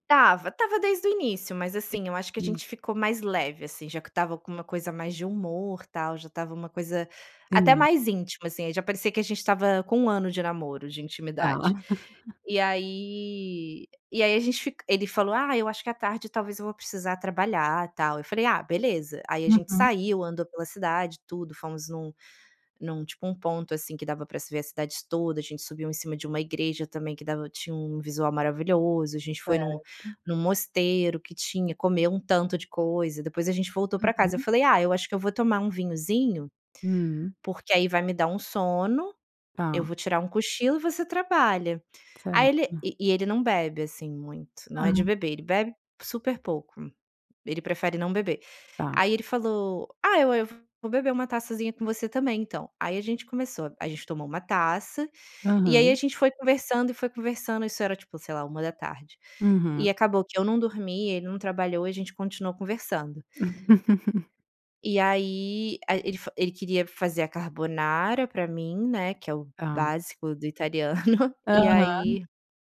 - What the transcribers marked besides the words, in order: laugh; laugh; laugh
- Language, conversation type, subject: Portuguese, podcast, Como você retoma o contato com alguém depois de um encontro rápido?
- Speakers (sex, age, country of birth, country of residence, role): female, 35-39, Brazil, Italy, guest; female, 45-49, Brazil, Italy, host